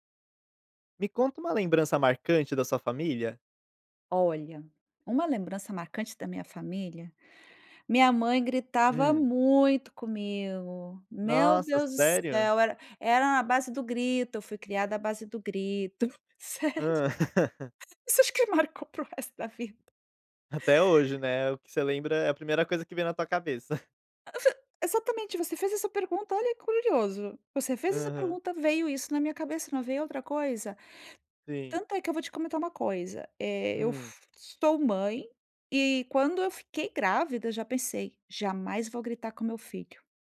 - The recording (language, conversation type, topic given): Portuguese, podcast, Me conta uma lembrança marcante da sua família?
- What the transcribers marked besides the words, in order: laughing while speaking: "Sério. Isso eu acho que me marcou para o resto da vida"; laugh; tapping; chuckle; unintelligible speech